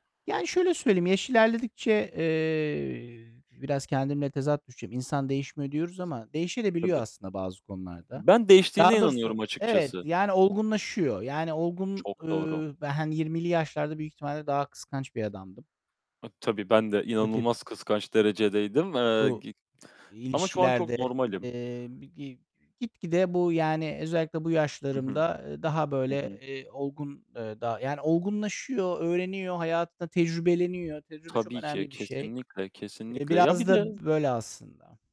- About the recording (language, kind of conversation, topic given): Turkish, unstructured, Bir ilişkide kıskançlık ne kadar normal kabul edilebilir?
- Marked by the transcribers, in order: other background noise; distorted speech; other noise; unintelligible speech; unintelligible speech